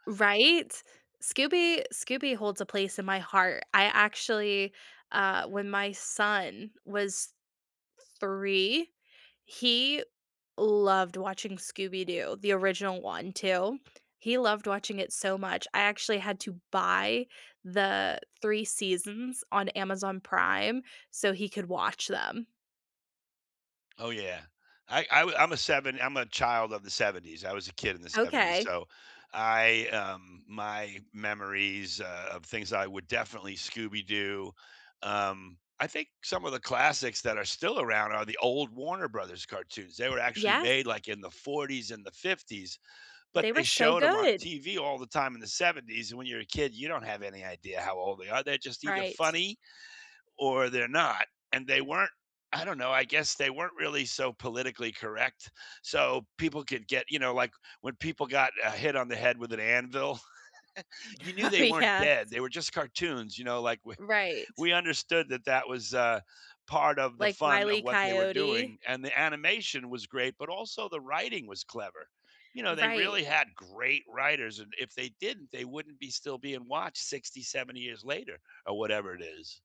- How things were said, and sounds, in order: tapping; chuckle; laughing while speaking: "Oh, yes"
- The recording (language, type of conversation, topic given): English, unstructured, Which childhood cartoons still make you smile, and what memories do you love sharing about them?